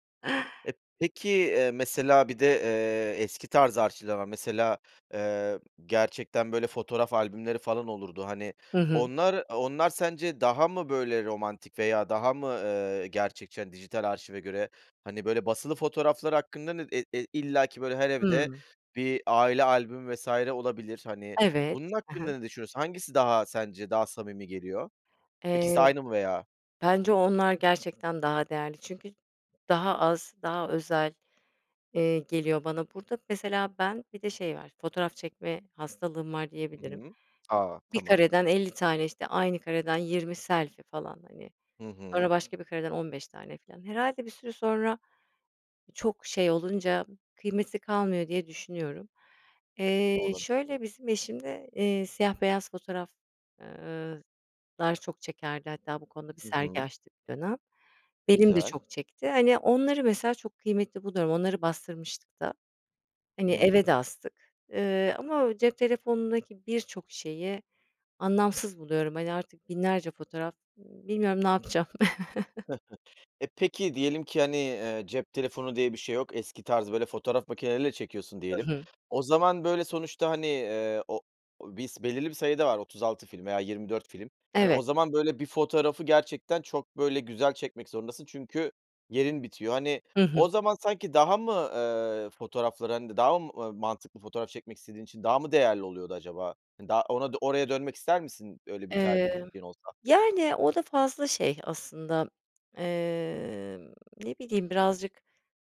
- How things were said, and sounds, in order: other background noise; chuckle
- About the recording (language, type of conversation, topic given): Turkish, podcast, Eski gönderileri silmeli miyiz yoksa saklamalı mıyız?
- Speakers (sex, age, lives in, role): female, 40-44, Spain, guest; male, 40-44, Greece, host